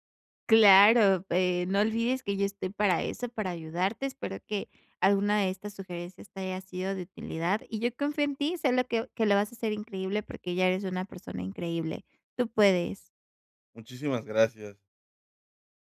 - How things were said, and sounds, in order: none
- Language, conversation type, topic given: Spanish, advice, ¿Cómo puedo aprender a decir que no sin sentir culpa ni temor a decepcionar?